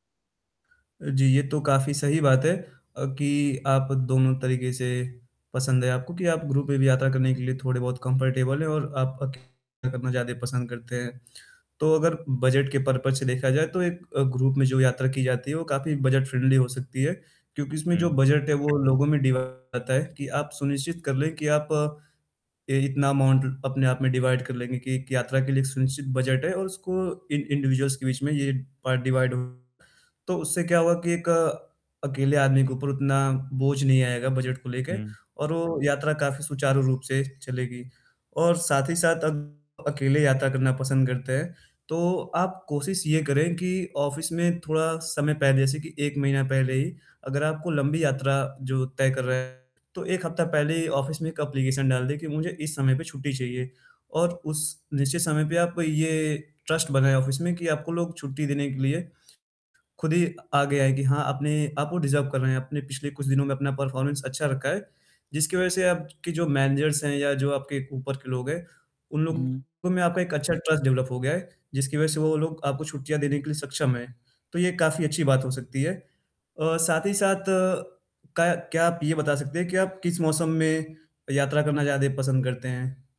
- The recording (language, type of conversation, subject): Hindi, advice, मैं अपनी अगली छुट्टी के लिए यात्रा की योजना कैसे बनाऊँ?
- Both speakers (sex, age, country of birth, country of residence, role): male, 25-29, India, India, advisor; male, 25-29, India, India, user
- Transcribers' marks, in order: static; other background noise; in English: "ग्रुप"; in English: "कंफर्टेबल"; distorted speech; tapping; in English: "पर्पज़"; in English: "ग्रुप"; in English: "फ्रेंडली"; in English: "डिवाइड"; in English: "अमाउंट"; in English: "डिवाइड"; in English: "इंडिविजुअल्स"; in English: "डिवाइड"; in English: "ऑफिस"; in English: "ऑफिस"; in English: "एप्लीकेशन"; in English: "ट्रस्ट"; in English: "ऑफिस"; in English: "डिज़र्व"; in English: "परफ़ॉर्मेंस"; in English: "मैनेजर्स"; in English: "ट्रस्ट डेवलप"